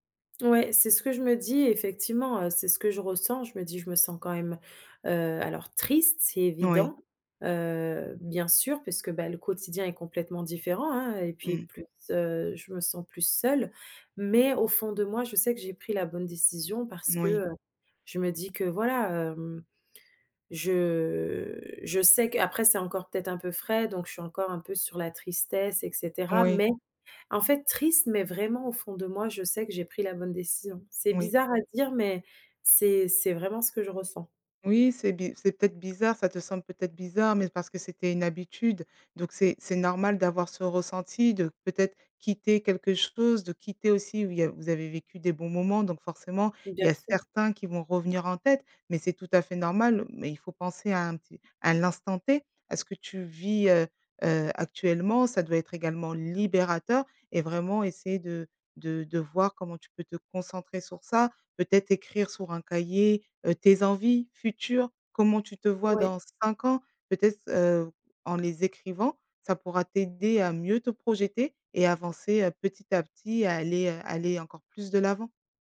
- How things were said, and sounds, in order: stressed: "triste"; stressed: "libérateur"; stressed: "envies"
- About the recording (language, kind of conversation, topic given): French, advice, Pourquoi envisagez-vous de quitter une relation stable mais non épanouissante ?